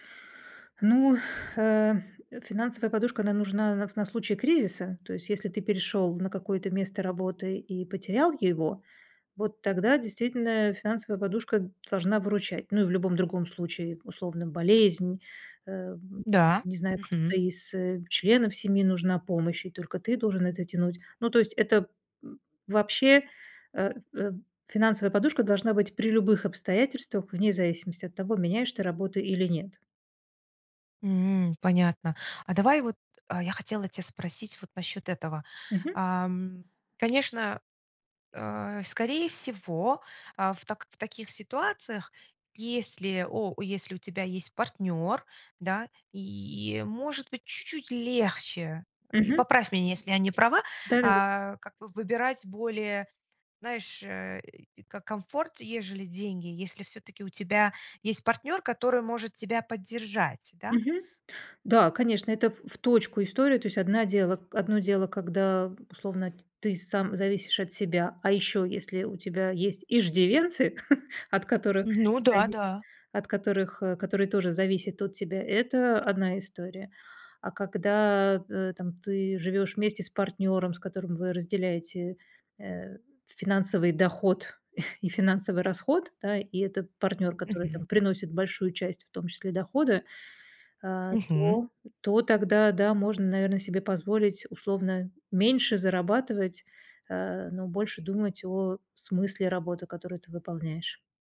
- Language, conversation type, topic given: Russian, podcast, Что важнее при смене работы — деньги или её смысл?
- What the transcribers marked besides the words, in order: other background noise; stressed: "иждивенцы"; chuckle; chuckle; other noise